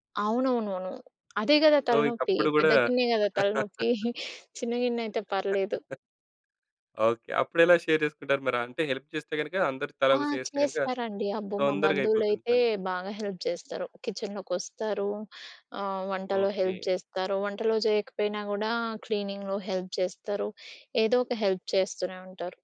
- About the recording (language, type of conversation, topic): Telugu, podcast, పండుగల్లో వంట పనుల బాధ్యతలను కుటుంబ సభ్యుల్లో ఎలా పంచుకుంటారు?
- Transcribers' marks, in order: tapping; in English: "సో"; chuckle; laugh; chuckle; in English: "షేర్"; in English: "హెల్ప్"; other background noise; in English: "హెల్ప్"; in English: "హెల్ప్"; in English: "క్లీనింగ్‌లో హెల్ప్"; in English: "హెల్ప్"